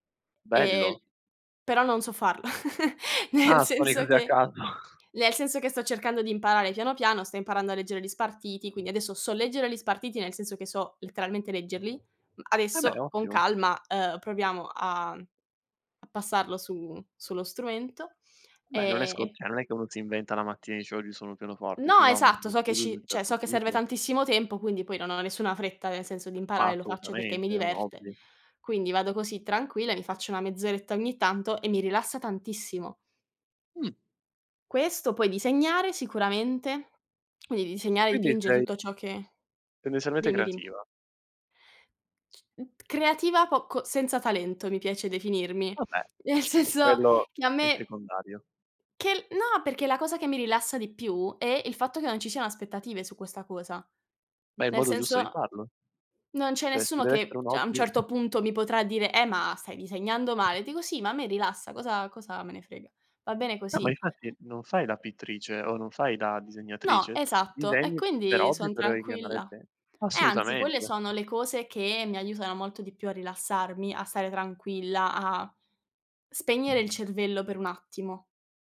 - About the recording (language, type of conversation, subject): Italian, unstructured, Come gestisci lo stress nella tua vita quotidiana?
- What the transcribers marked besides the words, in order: chuckle; laughing while speaking: "nel senso che"; chuckle; "cioè" said as "ceh"; "cioè" said as "ceh"; tapping; other noise; laughing while speaking: "nel senso"; "cioè" said as "ceh"; other background noise